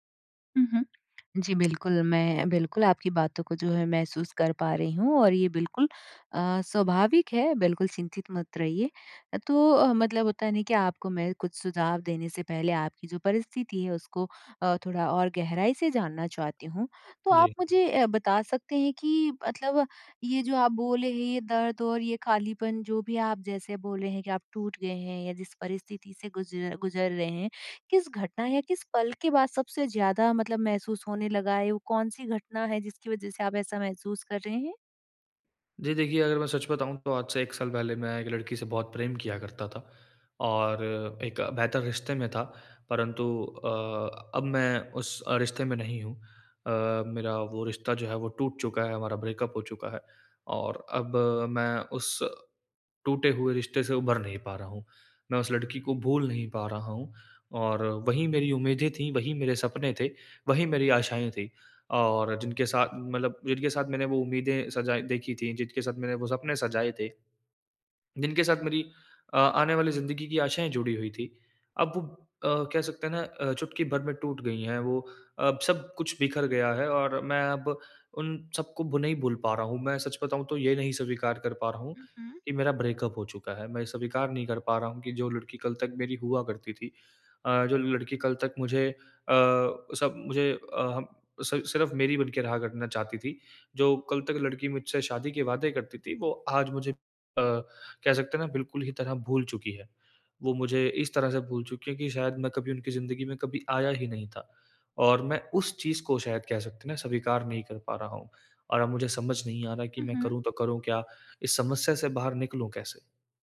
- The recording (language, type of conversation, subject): Hindi, advice, मैं बीती हुई उम्मीदों और अधूरे सपनों को अपनाकर आगे कैसे बढ़ूँ?
- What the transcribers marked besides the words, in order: in English: "ब्रेकअप"; in English: "ब्रेकअप"